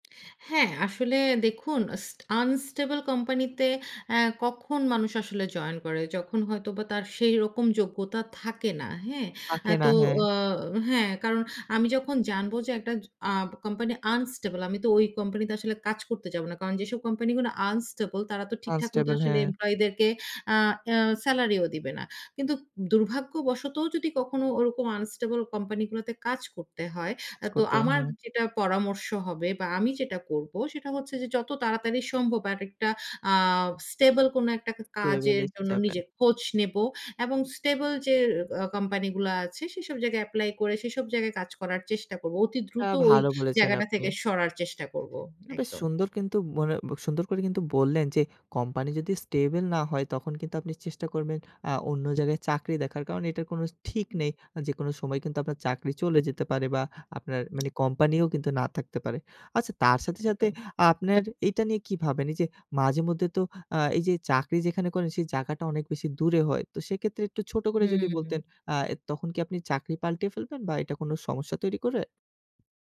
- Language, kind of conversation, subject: Bengali, podcast, আপনার কখন মনে হয় চাকরি বদলানো উচিত?
- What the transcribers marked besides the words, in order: tapping